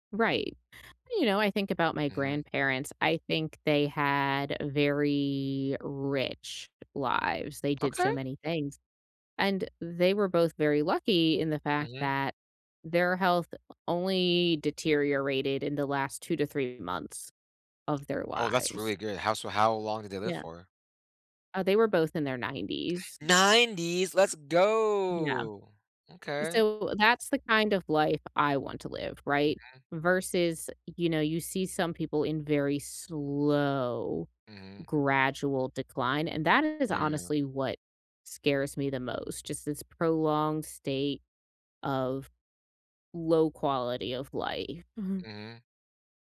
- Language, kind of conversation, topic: English, unstructured, Why is it important to face fears about dying?
- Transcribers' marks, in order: other background noise; drawn out: "go!"; drawn out: "slow"